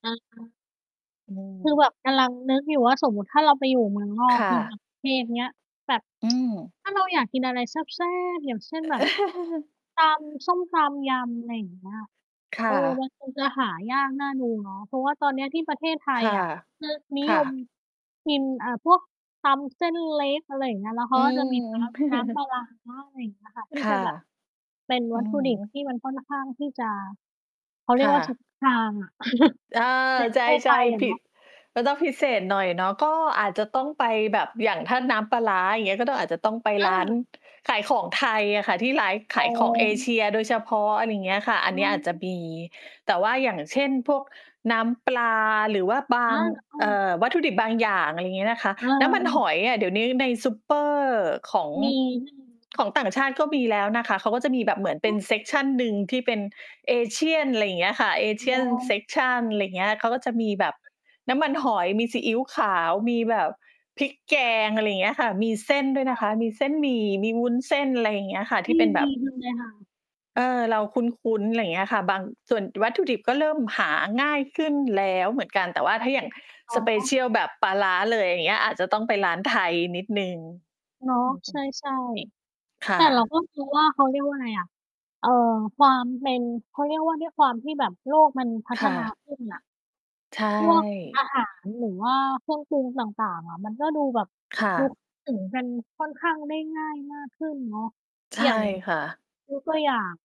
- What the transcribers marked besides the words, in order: distorted speech; tsk; other noise; chuckle; stressed: "แซ่บ ๆ"; chuckle; chuckle; unintelligible speech; in English: "เซกชัน"; in English: "Asian Section"; unintelligible speech; other background noise
- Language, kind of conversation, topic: Thai, unstructured, คุณมีเคล็ดลับอะไรในการทำอาหารให้อร่อยขึ้นบ้างไหม?